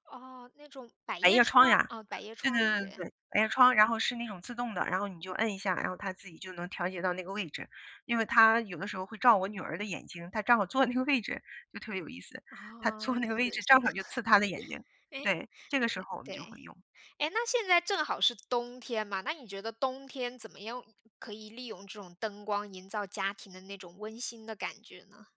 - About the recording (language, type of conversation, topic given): Chinese, podcast, 怎样的灯光最能营造温馨感？
- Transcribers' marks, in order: laughing while speaking: "坐在"; laughing while speaking: "坐"; laugh